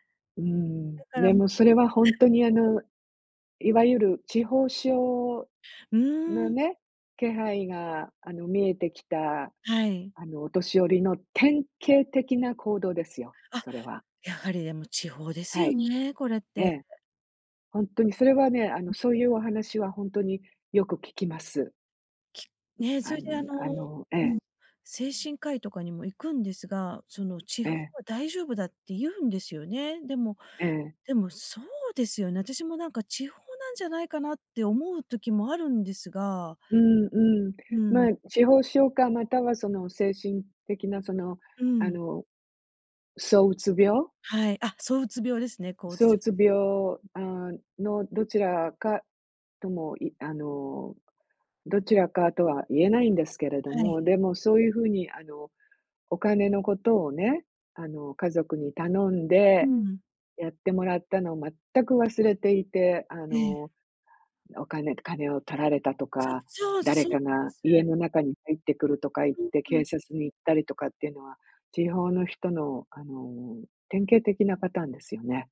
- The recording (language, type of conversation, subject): Japanese, advice, 親の介護のために生活を変えるべきか迷っているとき、どう判断すればよいですか？
- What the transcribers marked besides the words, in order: stressed: "典型的"; other noise; other background noise